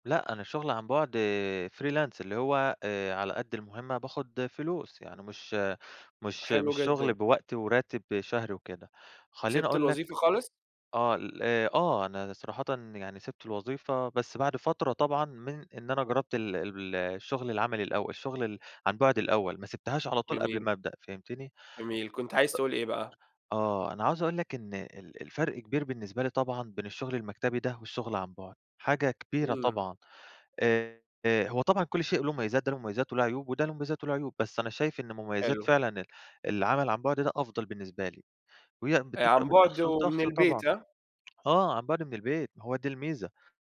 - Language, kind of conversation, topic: Arabic, podcast, إزاي اتأقلمت مع الشغل من البيت؟
- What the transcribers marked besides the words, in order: in English: "freelance"; tapping